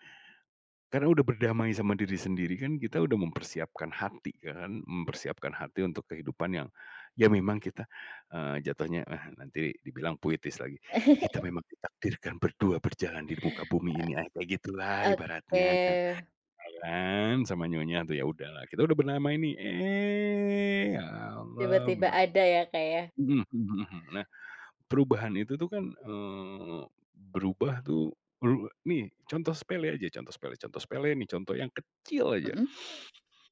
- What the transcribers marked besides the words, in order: chuckle; drawn out: "eh"; stressed: "kecil"
- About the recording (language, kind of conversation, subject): Indonesian, podcast, Momen apa yang membuat kamu sadar harus berubah, dan kenapa?